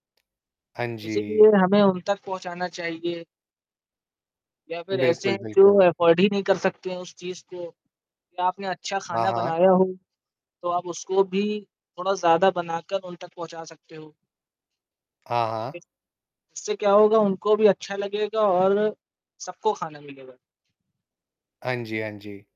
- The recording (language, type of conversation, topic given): Hindi, unstructured, क्या आपको लगता है कि लोग खाने की बर्बादी होने तक ज़रूरत से ज़्यादा खाना बनाते हैं?
- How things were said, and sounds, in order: static; other background noise; in English: "अफोर्ड"; other noise